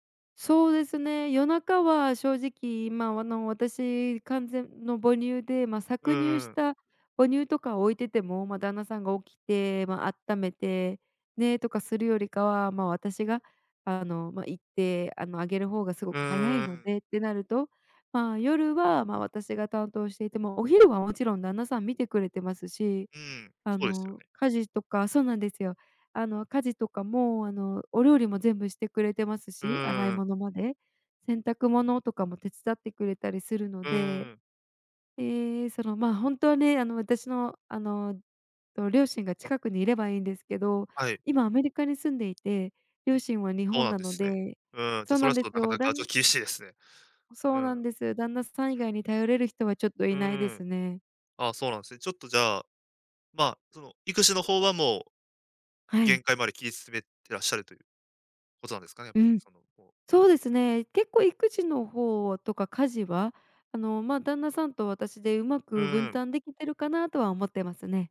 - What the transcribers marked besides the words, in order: none
- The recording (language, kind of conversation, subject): Japanese, advice, 仕事と家事の両立で自己管理がうまくいかないときはどうすればよいですか？